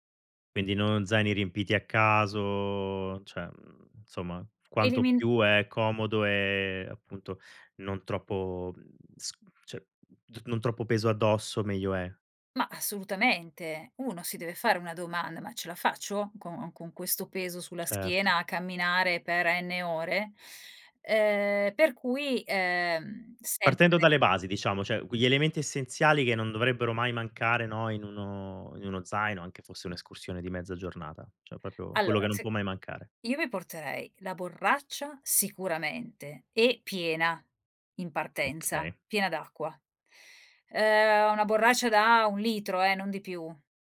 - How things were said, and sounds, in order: none
- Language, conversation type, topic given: Italian, podcast, Quali sono i tuoi consigli per preparare lo zaino da trekking?